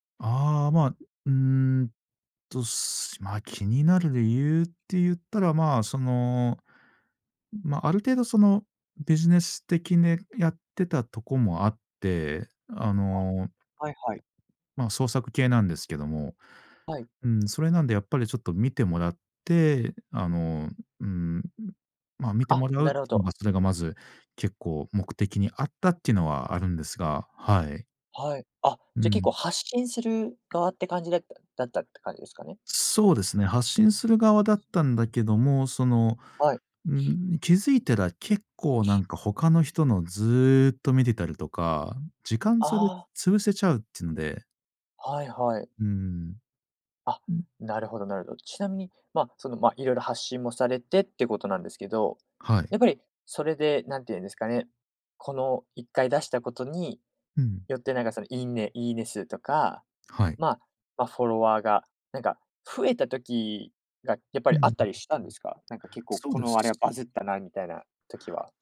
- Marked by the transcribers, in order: other background noise; tapping; unintelligible speech
- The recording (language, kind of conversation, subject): Japanese, podcast, SNSと気分の関係をどう捉えていますか？